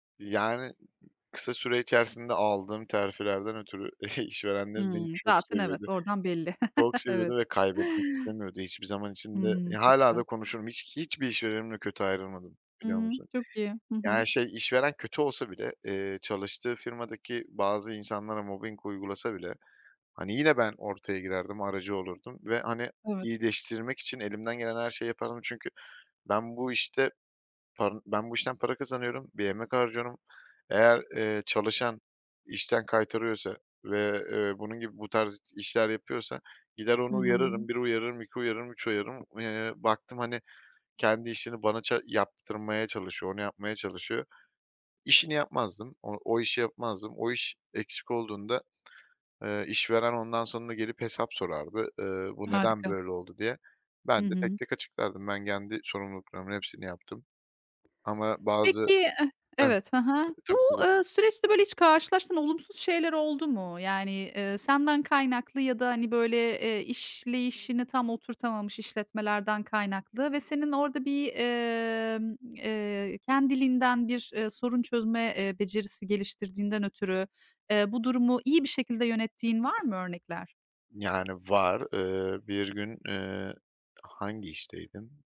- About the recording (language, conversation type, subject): Turkish, podcast, Ambisyon, kariyer seçimlerini nasıl etkiledi?
- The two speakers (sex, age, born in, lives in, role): female, 40-44, Turkey, Netherlands, host; male, 30-34, Turkey, Poland, guest
- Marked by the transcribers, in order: other background noise; chuckle; chuckle; tapping